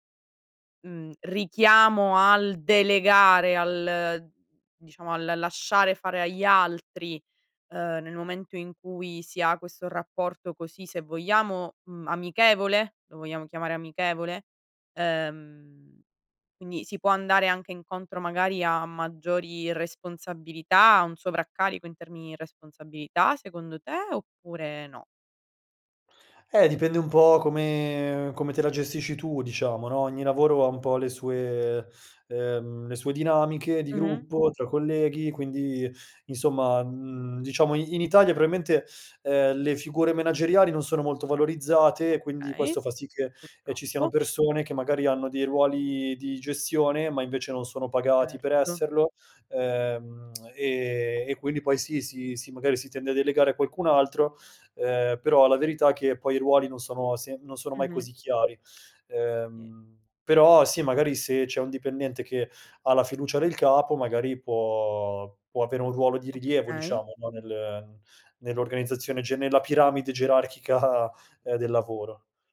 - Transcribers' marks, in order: other background noise; tsk; laughing while speaking: "gerarchica"
- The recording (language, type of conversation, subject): Italian, podcast, Hai un capo che ti fa sentire invincibile?